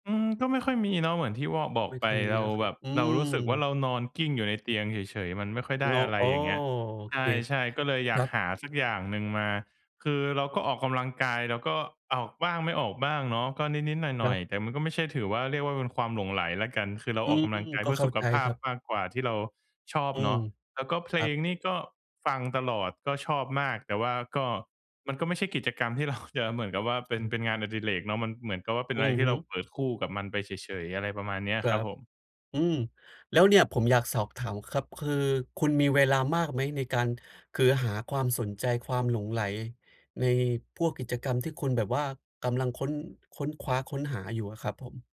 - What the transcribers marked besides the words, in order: laughing while speaking: "เรา"; other background noise
- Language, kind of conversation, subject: Thai, advice, ฉันจะค้นพบความหลงใหลและความสนใจส่วนตัวของฉันได้อย่างไร?